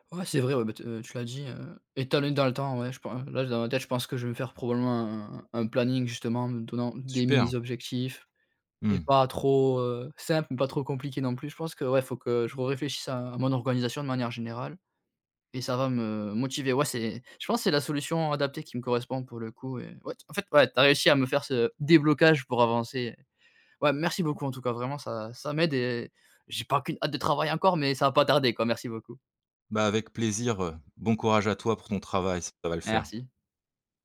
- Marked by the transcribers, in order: stressed: "déblocage"; tapping
- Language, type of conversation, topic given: French, advice, Pourquoi est-ce que je procrastine sans cesse sur des tâches importantes, et comment puis-je y remédier ?